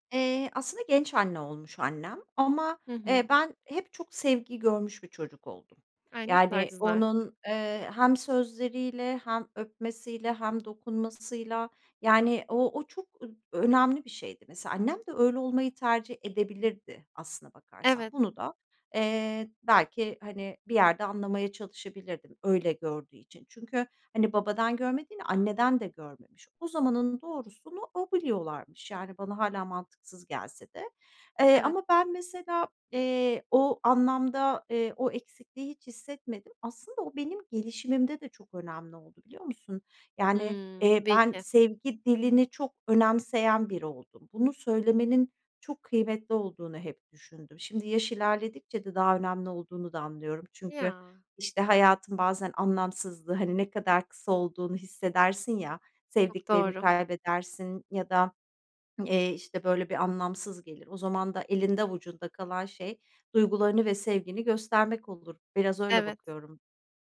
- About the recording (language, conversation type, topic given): Turkish, podcast, Evinizde duyguları genelde nasıl paylaşırsınız?
- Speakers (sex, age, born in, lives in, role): female, 25-29, Turkey, Italy, host; female, 45-49, Turkey, Netherlands, guest
- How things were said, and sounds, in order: other background noise; tapping; swallow